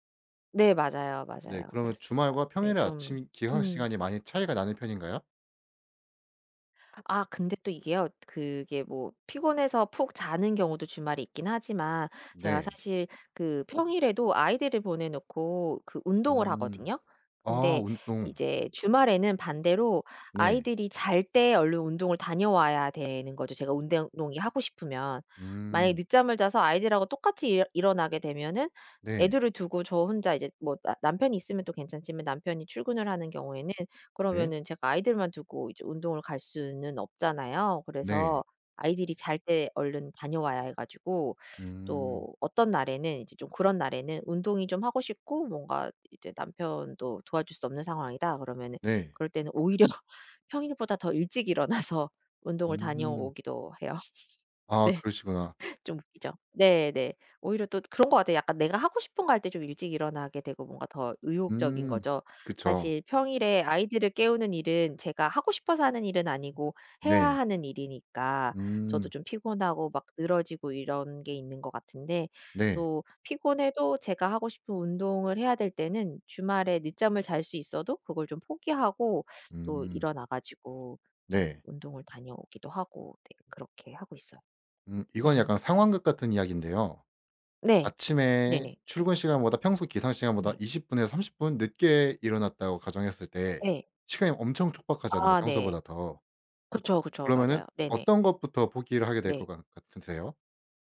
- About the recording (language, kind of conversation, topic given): Korean, podcast, 아침 일과는 보통 어떻게 되세요?
- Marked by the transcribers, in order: other background noise; laughing while speaking: "오히려"; laughing while speaking: "일어나서"; laugh; laughing while speaking: "네"; laugh